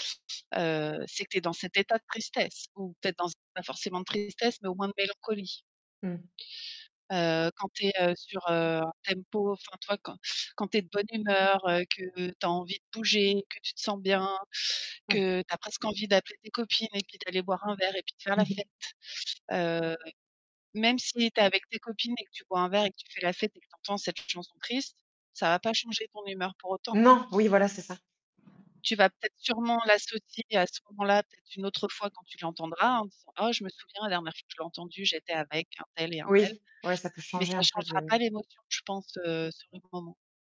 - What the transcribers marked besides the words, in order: distorted speech; other background noise; chuckle; tapping
- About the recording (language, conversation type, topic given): French, unstructured, Comment une chanson peut-elle changer ton humeur ?
- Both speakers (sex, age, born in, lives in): female, 30-34, France, France; female, 50-54, France, France